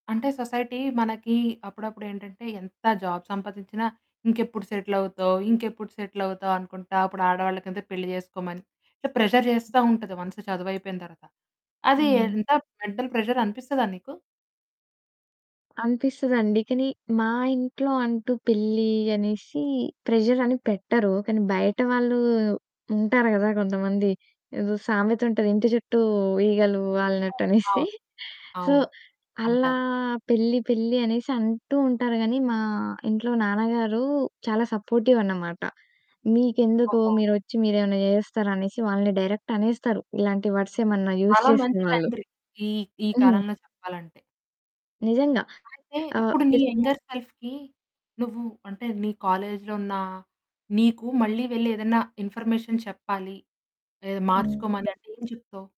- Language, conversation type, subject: Telugu, podcast, విద్య పూర్తయ్యాక మీ జీవితం ఎలా మారిందో వివరంగా చెప్పగలరా?
- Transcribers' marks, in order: static; in English: "సొసైటీ"; in English: "జాబ్"; in English: "సో, ప్రెషర్"; other background noise; in English: "వన్స్"; in English: "మెంటల్"; chuckle; in English: "సో"; distorted speech; in English: "డైరెక్ట్"; in English: "వర్ట్స్"; in English: "యూజ్"; in English: "యంగర్ సెల్ఫ్‌కి"; in English: "ఇన్ఫర్మేషన్"